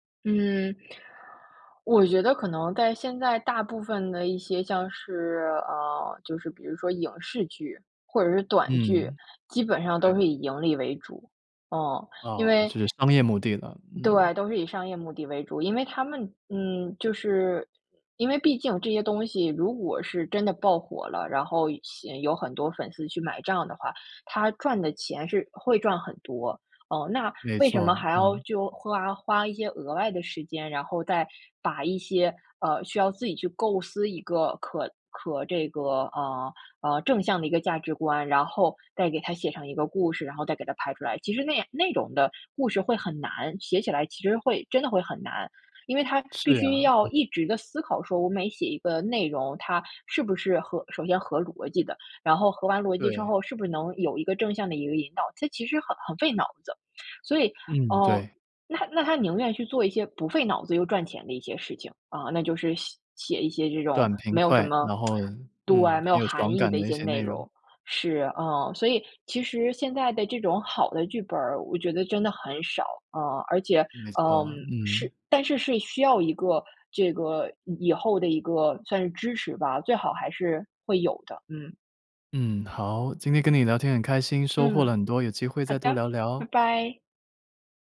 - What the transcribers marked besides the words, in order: tsk
- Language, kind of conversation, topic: Chinese, podcast, 青少年从媒体中学到的价值观可靠吗？